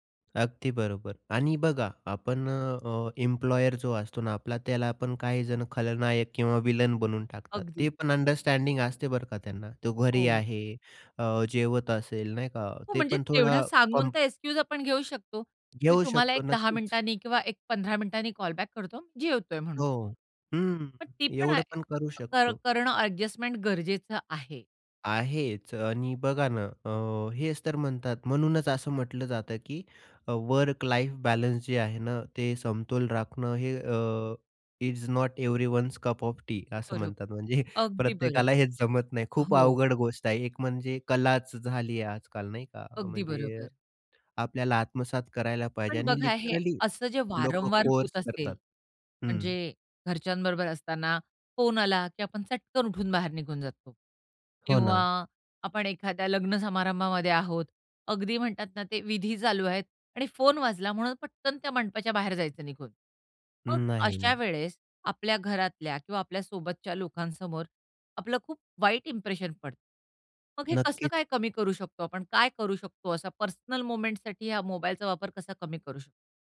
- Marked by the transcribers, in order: in English: "एम्प्लॉयर"; in English: "अंडरस्टँडिंग"; in English: "कॉम"; in English: "एक्सक्यूज"; in English: "बॅक"; in English: "ॲडजस्टमेंट"; in English: "वर्क लाईफ बॅलन्स"; in English: "इज नॉट एवरीव्हन्स कप ऑफ टी"; laughing while speaking: "म्हणजे"; in English: "लिटरली"; in English: "कोर्स"; in English: "इंप्रेशन"; in English: "पर्सनल मोमेंट्ससाठी"
- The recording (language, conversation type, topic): Marathi, podcast, फोन बाजूला ठेवून जेवताना तुम्हाला कसं वाटतं?